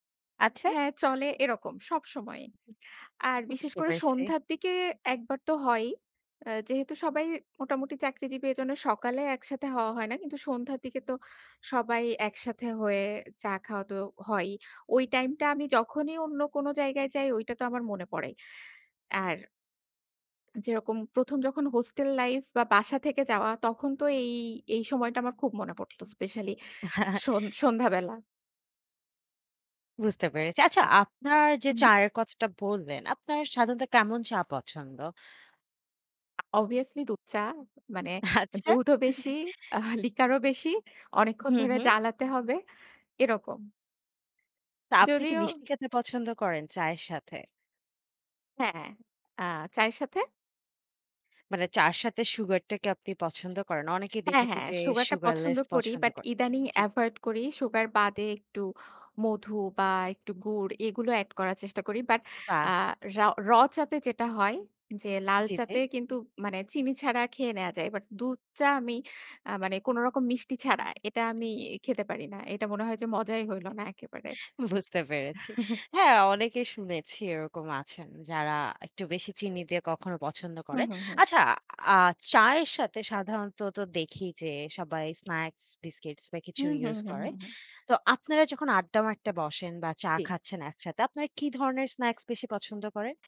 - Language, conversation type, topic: Bengali, podcast, কোনো খাবার কি কখনো তোমাকে বাড়ি বা কোনো বিশেষ স্মৃতির কথা মনে করিয়ে দেয়?
- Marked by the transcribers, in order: unintelligible speech; tapping; chuckle; laughing while speaking: "আচ্ছা"; chuckle; laughing while speaking: "বুঝতে পেরেছি"; chuckle; "মারতে" said as "মারটে"